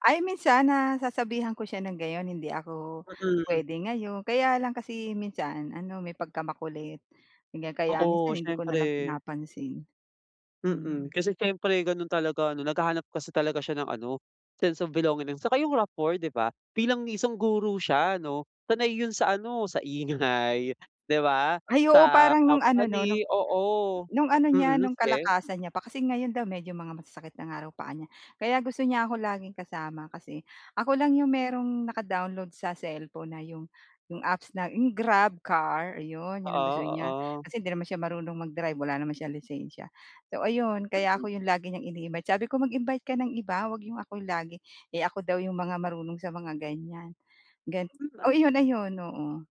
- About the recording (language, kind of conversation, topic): Filipino, advice, Paano ako magiging mas maaasahang kaibigan kapag may kailangan ang kaibigan ko?
- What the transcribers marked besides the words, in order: laughing while speaking: "ingay"